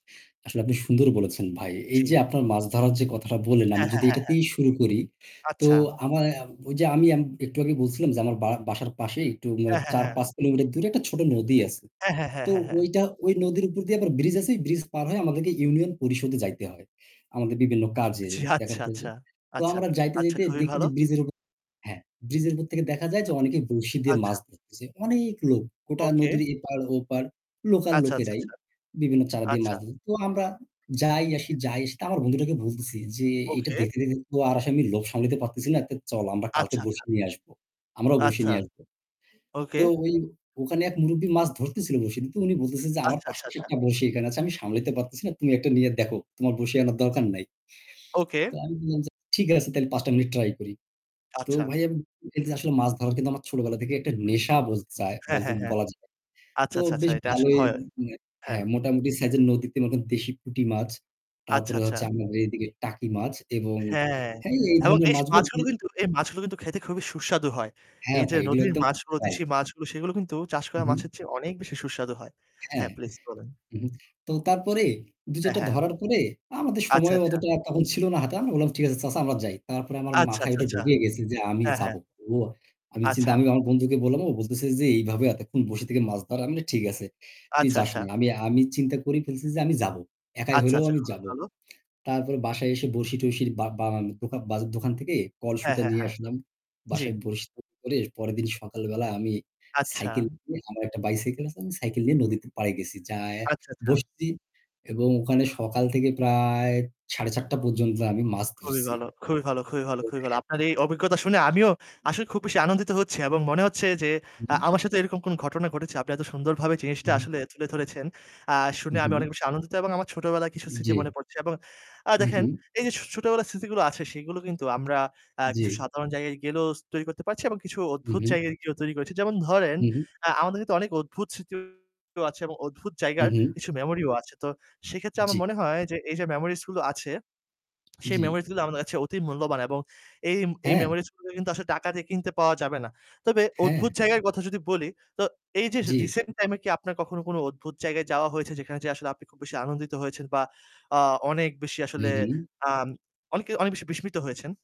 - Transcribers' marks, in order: static; distorted speech; laughing while speaking: "জি"; other background noise; unintelligible speech; unintelligible speech; tapping
- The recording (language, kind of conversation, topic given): Bengali, unstructured, আপনি সবচেয়ে মজার বা অদ্ভুত কোন জায়গায় গিয়েছেন?